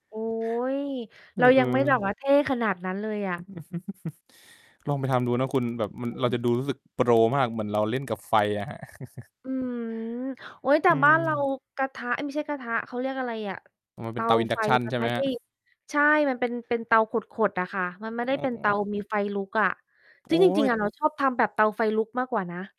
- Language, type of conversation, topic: Thai, unstructured, คุณคิดว่าการเรียนรู้ทำอาหารมีประโยชน์กับชีวิตอย่างไร?
- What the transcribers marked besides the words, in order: mechanical hum; unintelligible speech; distorted speech; giggle; chuckle; in English: "Induction"